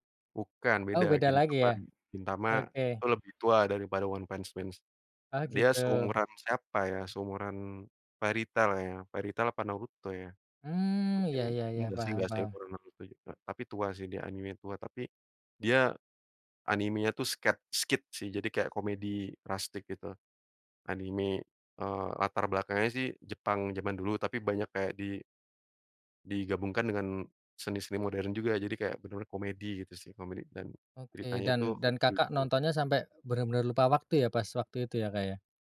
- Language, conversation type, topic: Indonesian, podcast, Kapan kebiasaan menonton berlebihan mulai terasa sebagai masalah?
- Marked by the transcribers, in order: none